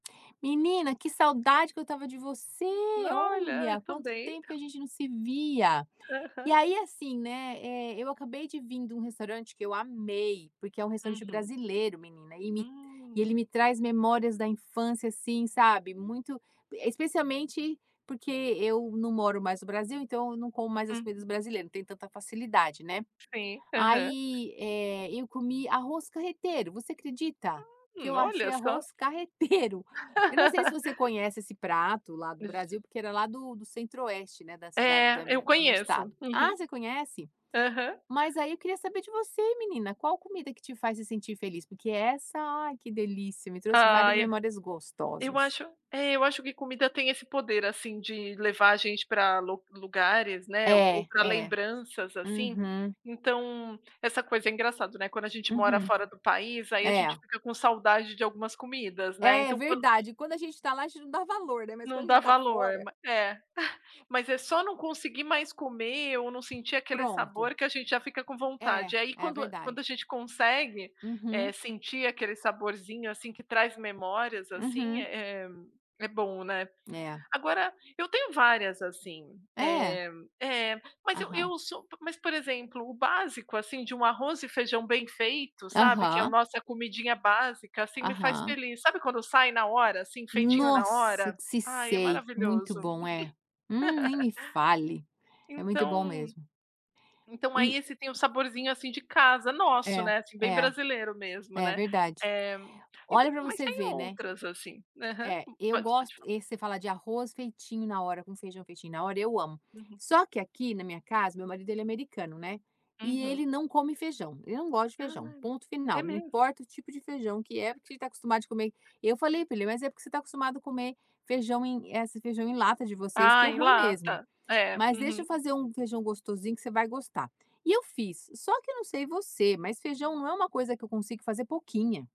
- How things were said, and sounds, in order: tapping; chuckle; laughing while speaking: "carreteiro!"; laugh; unintelligible speech; other background noise; chuckle; stressed: "Nossa"; laugh
- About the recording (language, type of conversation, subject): Portuguese, unstructured, Qual comida faz você se sentir mais feliz?